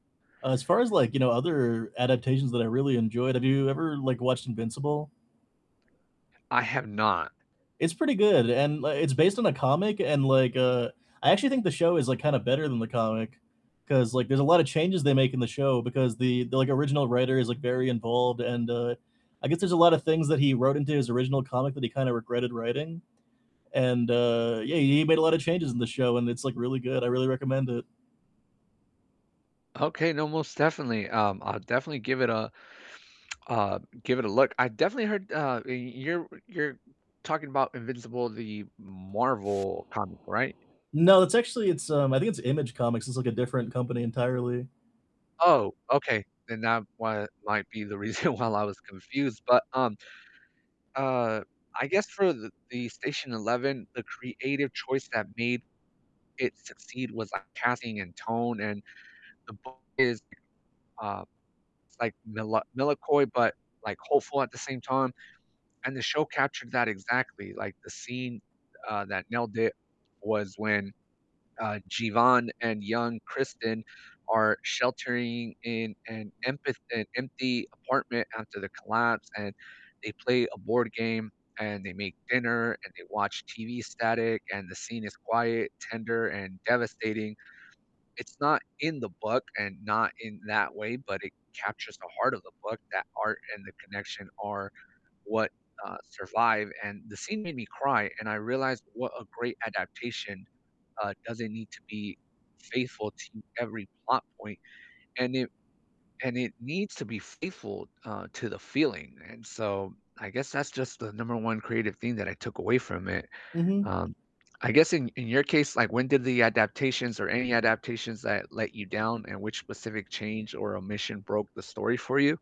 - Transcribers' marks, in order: static; laughing while speaking: "reason"; distorted speech; "melancholy" said as "melacoy"
- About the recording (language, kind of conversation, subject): English, unstructured, Which book-to-screen adaptations worked best for you, and what made them succeed or fall short?
- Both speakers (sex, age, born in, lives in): male, 30-34, India, United States; male, 35-39, United States, United States